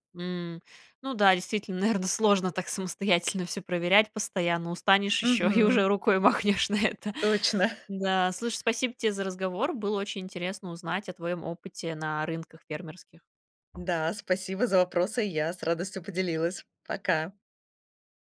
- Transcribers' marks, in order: laughing while speaking: "махнешь на это"; tapping
- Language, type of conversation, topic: Russian, podcast, Пользуетесь ли вы фермерскими рынками и что вы в них цените?
- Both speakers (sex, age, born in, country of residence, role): female, 30-34, Russia, South Korea, host; female, 45-49, Russia, Spain, guest